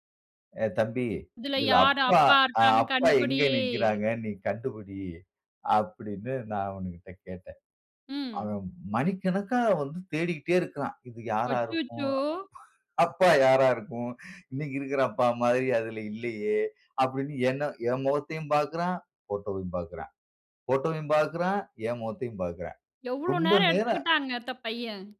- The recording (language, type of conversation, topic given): Tamil, podcast, ஒரு பழைய புகைப்படம் பற்றிப் பேச முடியுமா?
- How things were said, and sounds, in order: drawn out: "கண்டுபிடி?"